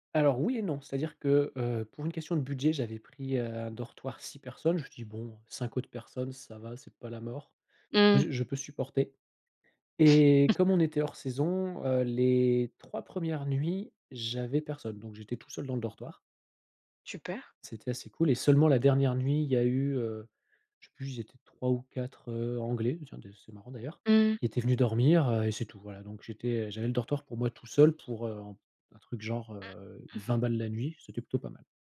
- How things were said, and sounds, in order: chuckle; stressed: "seulement"; other background noise; other noise
- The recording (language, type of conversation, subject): French, podcast, Peux-tu raconter un voyage qui t’a vraiment marqué ?